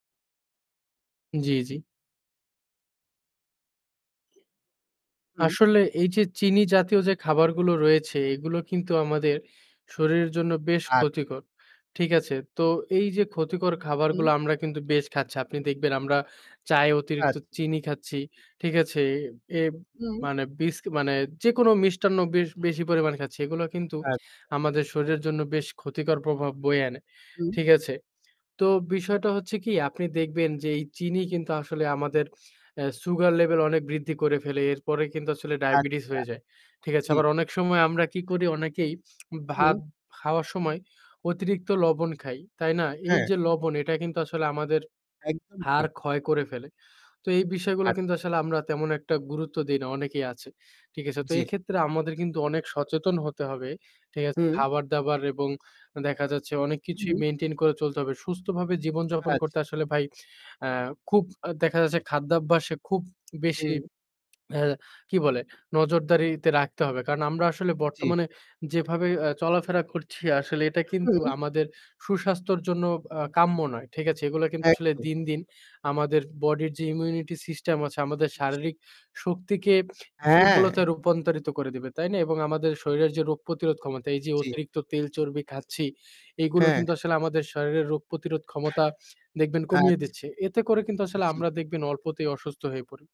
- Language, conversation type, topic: Bengali, unstructured, আপনি কোন ধরনের খাবার একেবারেই খেতে চান না?
- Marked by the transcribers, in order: other background noise; tapping; "আসলে" said as "আছলে"; static; in English: "immunity system"